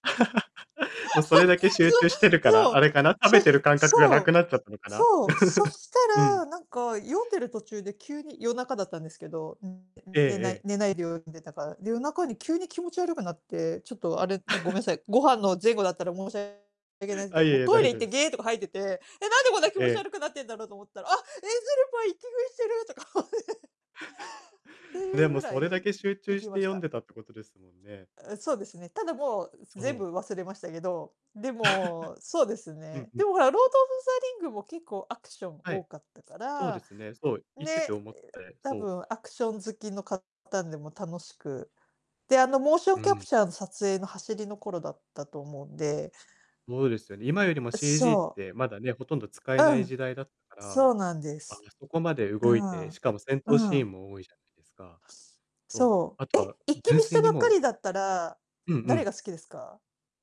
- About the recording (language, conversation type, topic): Japanese, unstructured, 好きな映画のジャンルについて、どう思いますか？
- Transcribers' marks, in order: laugh; laugh; other background noise; distorted speech; laugh; laughing while speaking: "とか思って"; chuckle; laugh; other noise; in English: "モーションキャプチャー"